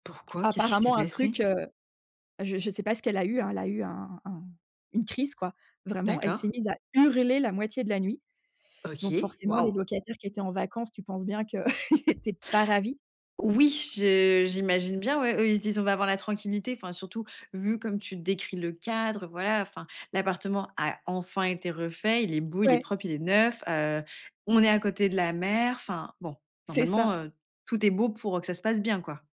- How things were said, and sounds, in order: stressed: "hurler"; chuckle; other background noise
- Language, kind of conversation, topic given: French, podcast, Parle-moi d’une fois où tu as regretté une décision ?